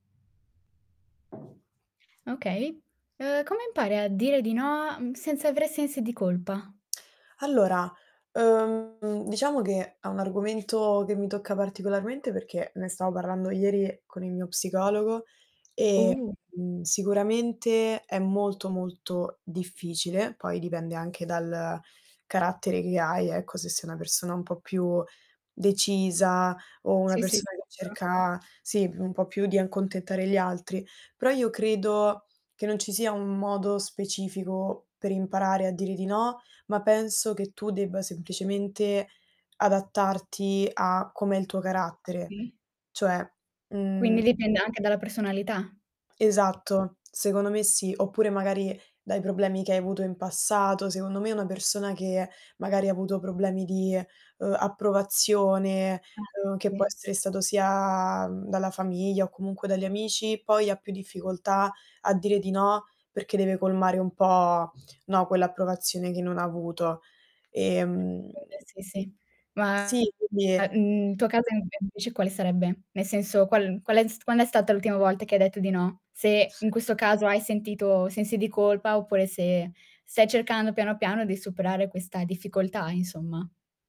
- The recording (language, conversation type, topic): Italian, podcast, Come puoi imparare a dire no senza sensi di colpa?
- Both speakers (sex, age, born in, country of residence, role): female, 18-19, Romania, Italy, host; female, 20-24, Italy, Italy, guest
- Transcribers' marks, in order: static; tapping; distorted speech; drawn out: "Uh!"; other background noise; drawn out: "sia"; unintelligible speech